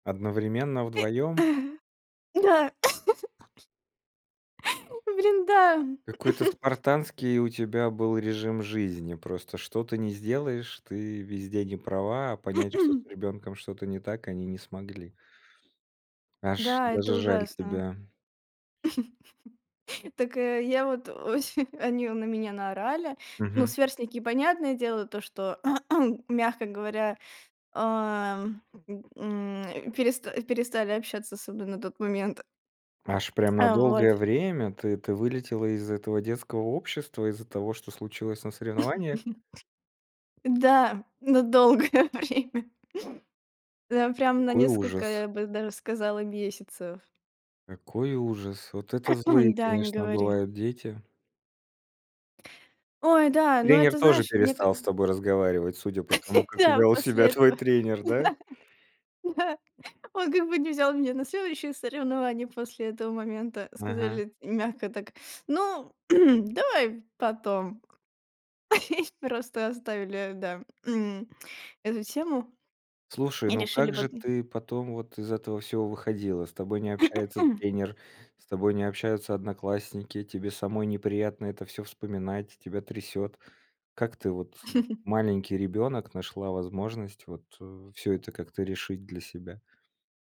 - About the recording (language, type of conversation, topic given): Russian, podcast, Что для тебя значил первый серьёзный провал и как ты с ним справился?
- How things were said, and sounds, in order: tapping; laugh; other background noise; laugh; throat clearing; laugh; throat clearing; laugh; laughing while speaking: "долгое время"; throat clearing; chuckle; laughing while speaking: "Да, да"; throat clearing; chuckle; throat clearing; chuckle